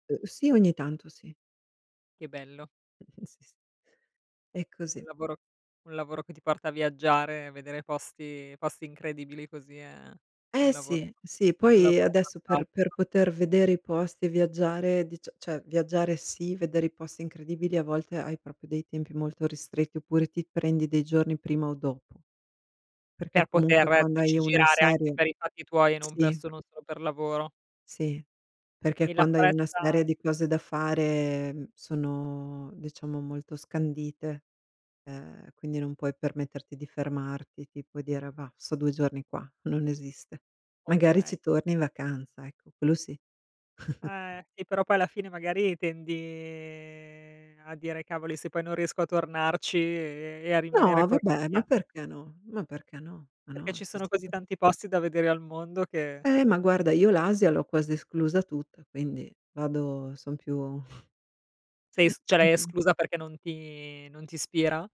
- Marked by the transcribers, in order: tapping; chuckle; "cioè" said as "ceh"; "proprio" said as "propio"; other background noise; chuckle; drawn out: "ehm"; drawn out: "e"; "cioè" said as "ceh"; chuckle; "cioè" said as "ceh"
- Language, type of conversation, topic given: Italian, unstructured, Hai mai visto un fenomeno naturale che ti ha stupito?